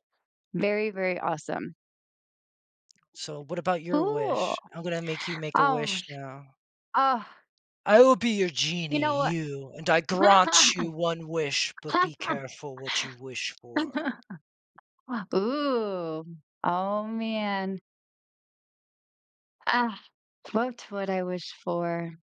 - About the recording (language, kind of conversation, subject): English, unstructured, What factors would you consider before making an important wish or decision that could change your life?
- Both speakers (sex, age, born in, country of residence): female, 40-44, United States, United States; male, 40-44, United States, United States
- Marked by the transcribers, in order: lip smack; tapping; put-on voice: "I will be your genie … you wish for"; laugh